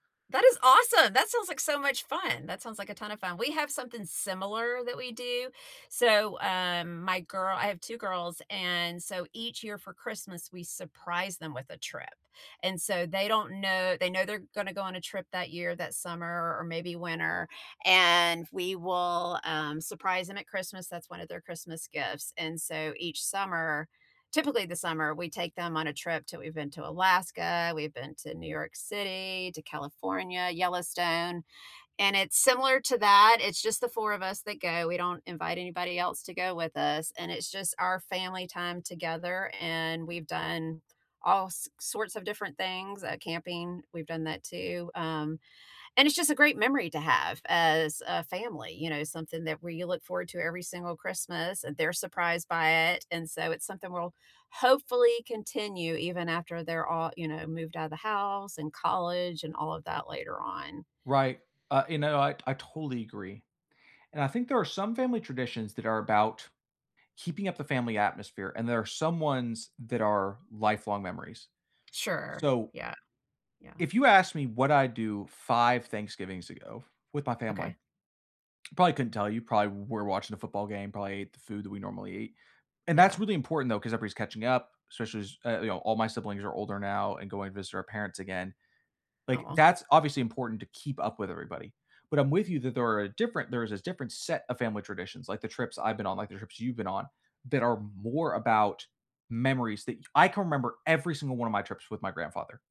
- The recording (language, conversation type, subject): English, unstructured, What is a fun tradition you have with your family?
- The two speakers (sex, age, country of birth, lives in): female, 55-59, United States, United States; male, 30-34, United States, United States
- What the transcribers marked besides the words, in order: other background noise; tapping